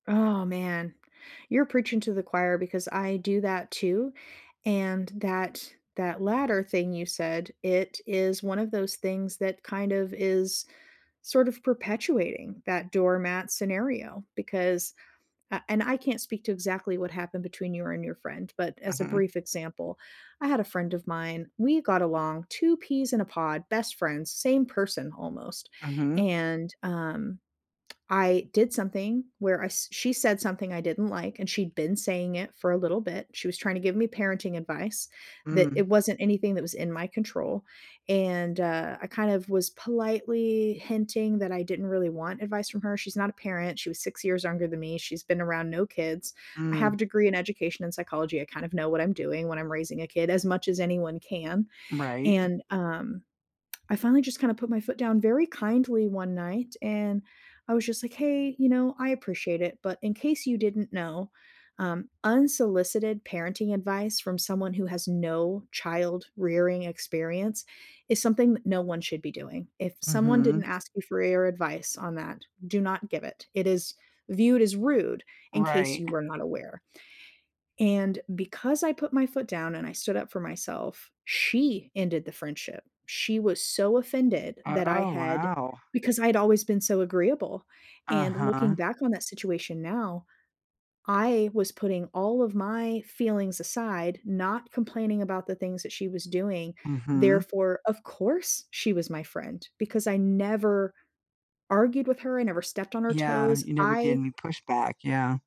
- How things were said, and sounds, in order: lip smack; tapping; other noise; stressed: "she"; other background noise
- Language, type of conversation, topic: English, unstructured, Which voice in my head should I trust for a tough decision?